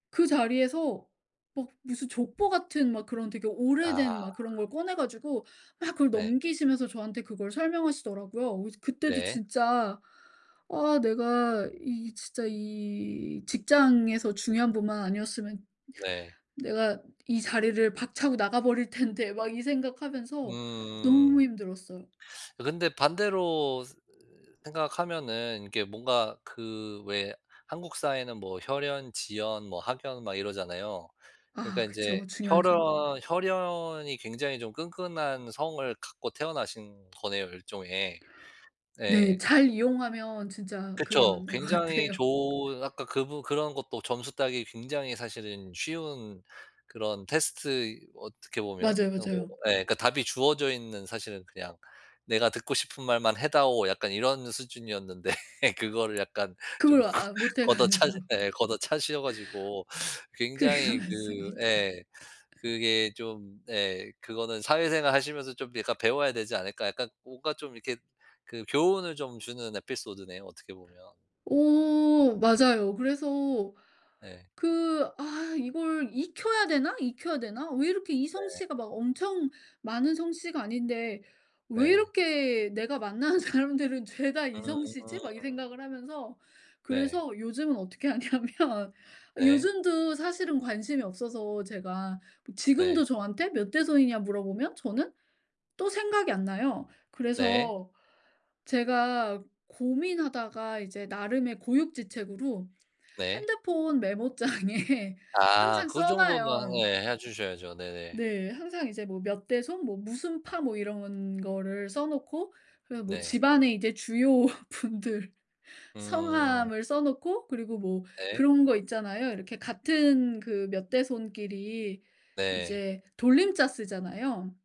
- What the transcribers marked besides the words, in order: other background noise; tapping; laughing while speaking: "같아요"; laughing while speaking: "수준이었는데"; laughing while speaking: "못해 가지고"; laughing while speaking: "거 걷어차셔"; laughing while speaking: "그게 맞습니다"; laugh; laughing while speaking: "사람들은"; laughing while speaking: "하냐면"; laughing while speaking: "메모장에"; laughing while speaking: "주요 분들"
- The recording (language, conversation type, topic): Korean, podcast, 이름이나 출신 때문에 겪은 에피소드가 있나요?